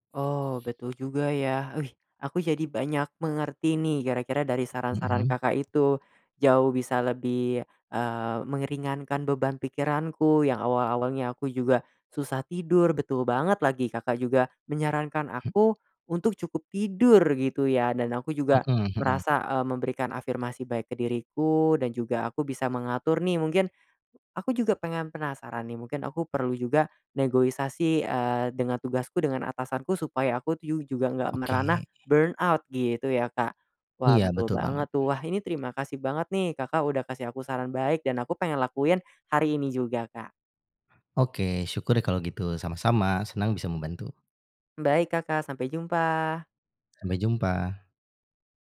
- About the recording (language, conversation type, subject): Indonesian, advice, Bagaimana cara mengatasi hilangnya motivasi dan semangat terhadap pekerjaan yang dulu saya sukai?
- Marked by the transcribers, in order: tapping; "tuh" said as "tyu"; in English: "burnout"